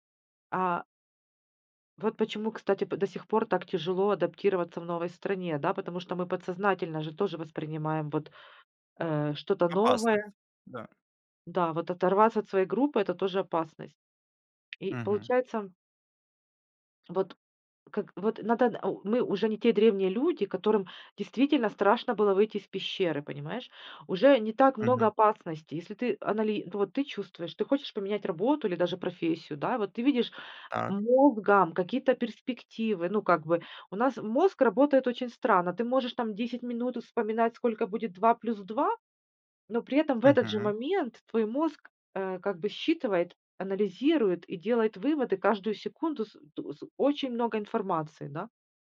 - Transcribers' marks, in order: tapping
- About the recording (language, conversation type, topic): Russian, podcast, Как отличить интуицию от страха или желания?